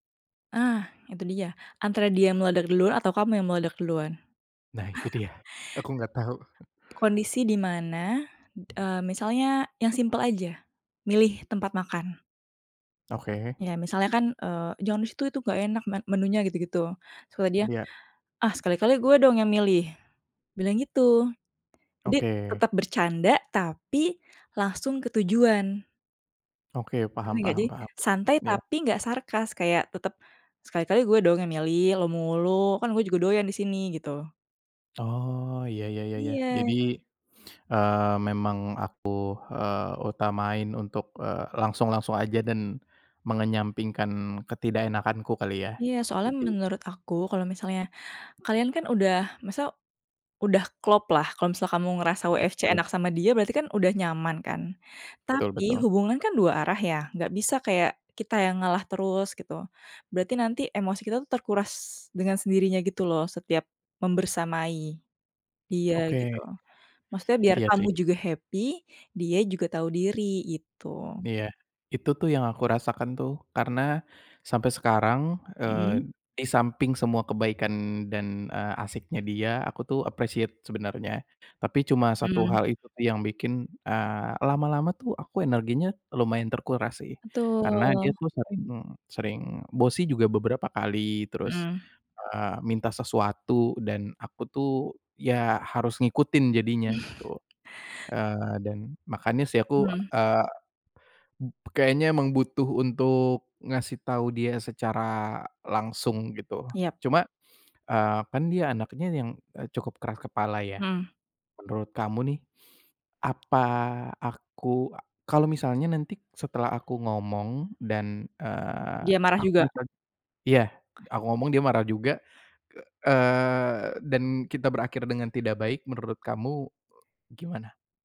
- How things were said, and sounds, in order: chuckle; tapping; other background noise; in English: "happy"; in English: "appreciate"; in English: "bossy"; chuckle
- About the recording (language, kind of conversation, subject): Indonesian, advice, Bagaimana cara mengatakan tidak pada permintaan orang lain agar rencanamu tidak terganggu?